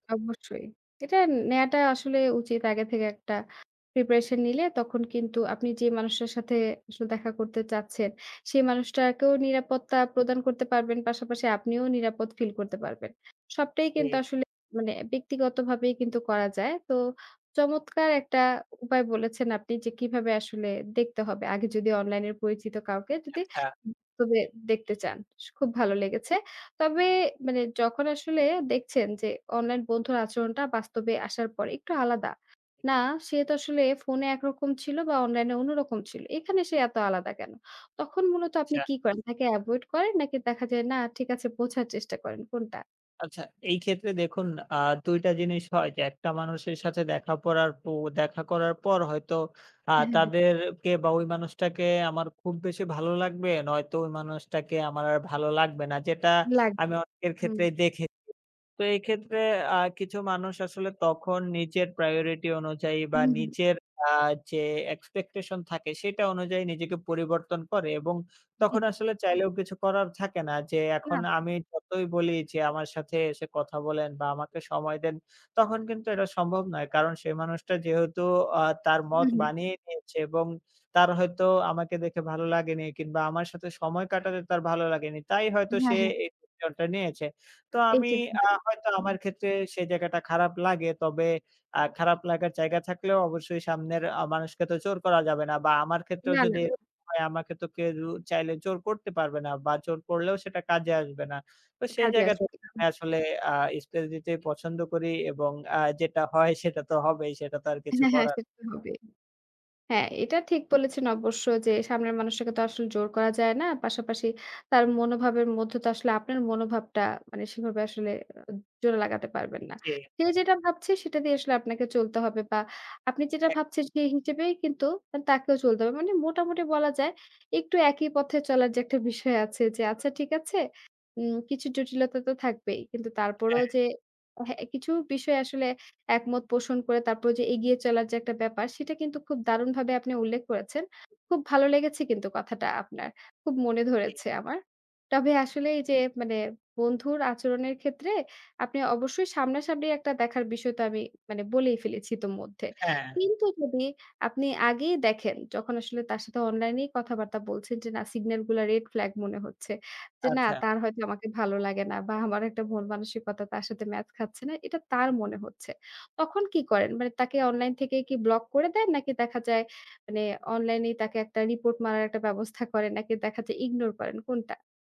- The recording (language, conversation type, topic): Bengali, podcast, অনলাইনে পরিচয়ের মানুষকে আপনি কীভাবে বাস্তবে সরাসরি দেখা করার পর্যায়ে আনেন?
- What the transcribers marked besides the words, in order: other background noise; tapping; horn; "আচ্ছা" said as "চ্ছা"; unintelligible speech; unintelligible speech; other noise